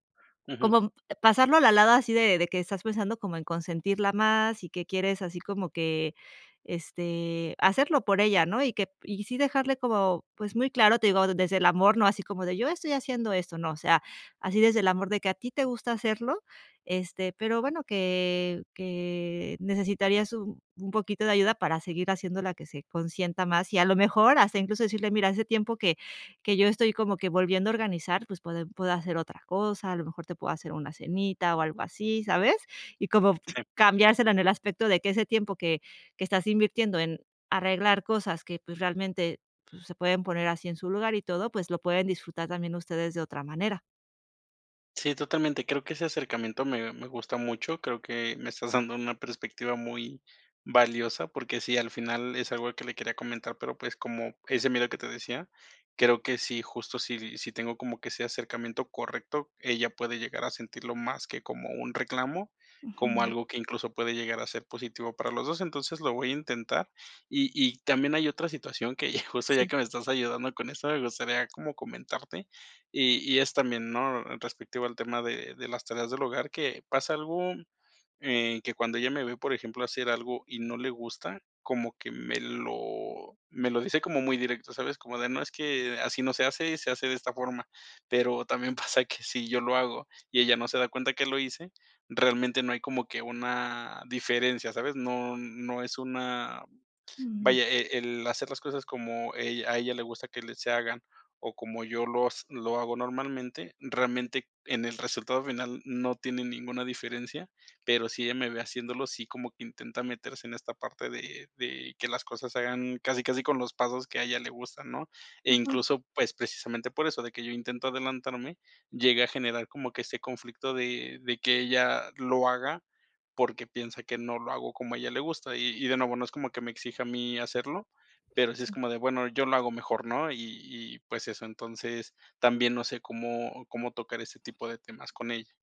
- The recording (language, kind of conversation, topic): Spanish, advice, ¿Cómo podemos ponernos de acuerdo sobre el reparto de las tareas del hogar si tenemos expectativas distintas?
- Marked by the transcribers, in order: laughing while speaking: "me estás dando"; chuckle; laughing while speaking: "pasa que si"